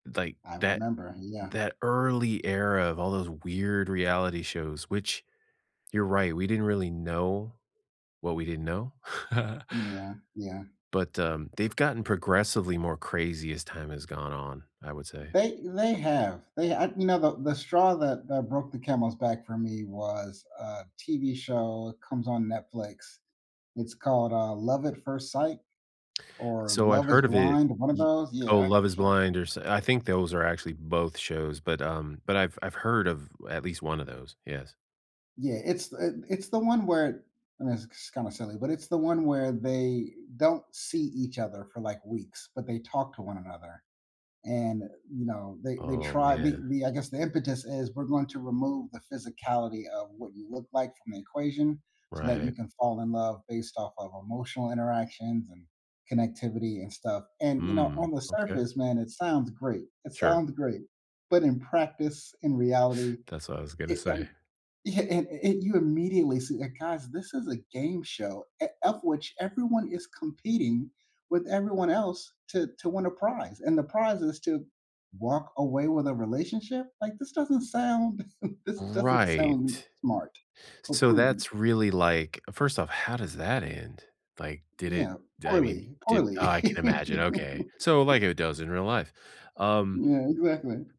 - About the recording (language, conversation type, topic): English, unstructured, Are reality TV shows more fake than real?
- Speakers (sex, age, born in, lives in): male, 40-44, United States, United States; male, 50-54, United States, United States
- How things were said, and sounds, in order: chuckle; other background noise; chuckle; laughing while speaking: "this doesn't sound"; laugh